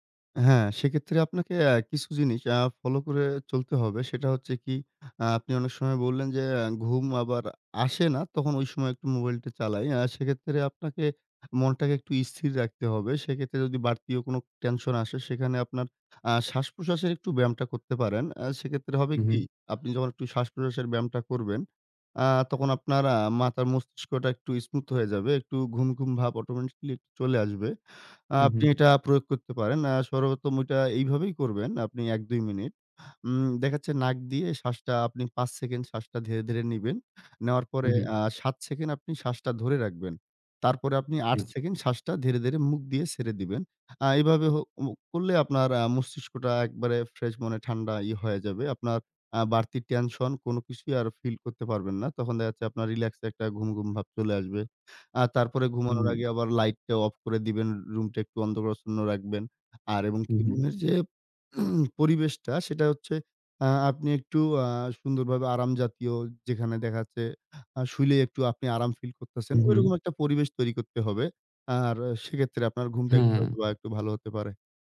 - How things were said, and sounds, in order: "অন্ধকারাচ্ছন্ন" said as "অন্ধপ্রচ্ছন্ন"; throat clearing
- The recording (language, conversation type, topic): Bengali, advice, নিয়মিত ঘুমের রুটিনের অভাব